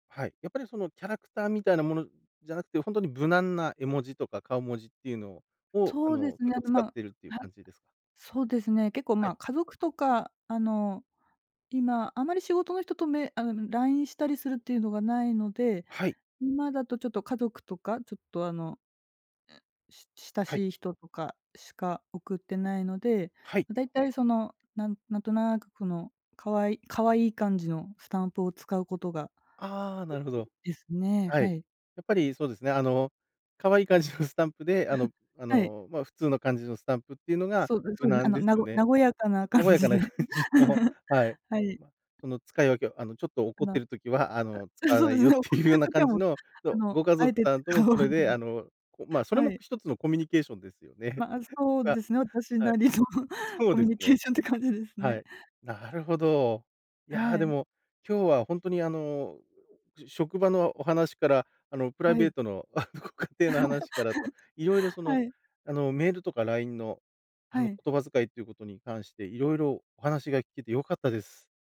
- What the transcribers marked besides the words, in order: tapping; laughing while speaking: "感じの"; laugh; laughing while speaking: "感じで"; laughing while speaking: "感じの"; laugh; laughing while speaking: "そうですね"; laughing while speaking: "っていうような"; laughing while speaking: "使わない"; laughing while speaking: "なりのコミュニケーションって感じ"; laughing while speaking: "ご家庭の"; laugh
- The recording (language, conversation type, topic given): Japanese, podcast, メールやLINEでの言葉遣いについて、どう考えていますか？